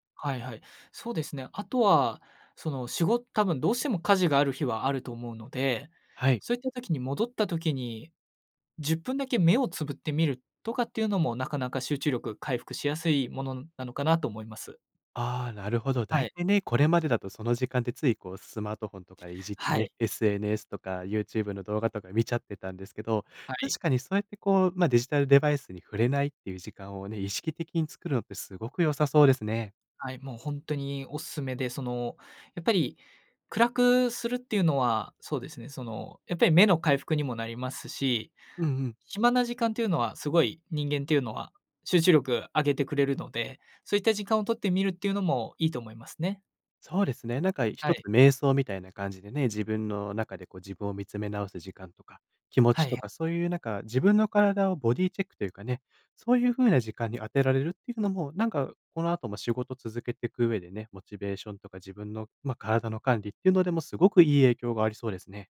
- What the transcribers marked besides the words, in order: none
- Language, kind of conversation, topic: Japanese, advice, 集中するためのルーティンや環境づくりが続かないのはなぜですか？